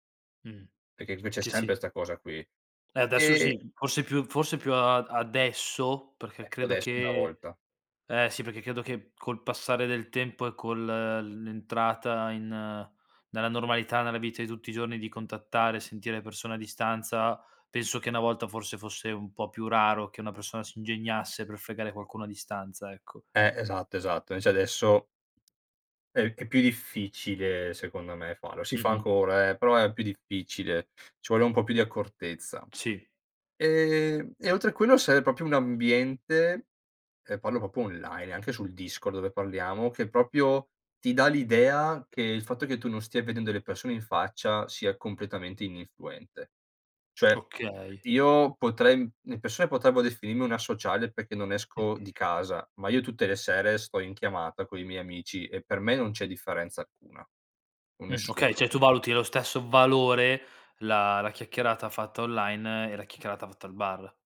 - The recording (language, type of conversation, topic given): Italian, podcast, Quale hobby ti ha regalato amici o ricordi speciali?
- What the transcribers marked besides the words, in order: tapping; "Invece" said as "nvece"; other background noise; "proprio" said as "propio"; "proprio" said as "propo"; "proprio" said as "propio"; tongue click; throat clearing; "Cioè" said as "ceh"; "chiacchierata" said as "checcherata"